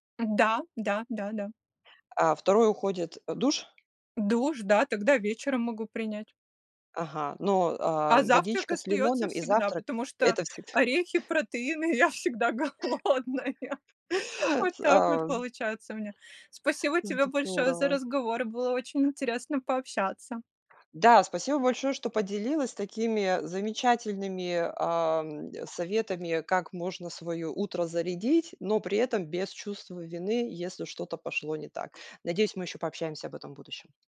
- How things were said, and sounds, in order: tapping; laugh; laughing while speaking: "я всегда голодная"; laugh
- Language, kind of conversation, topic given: Russian, podcast, Как вы начинаете утро, чтобы чувствовать себя бодрым весь день?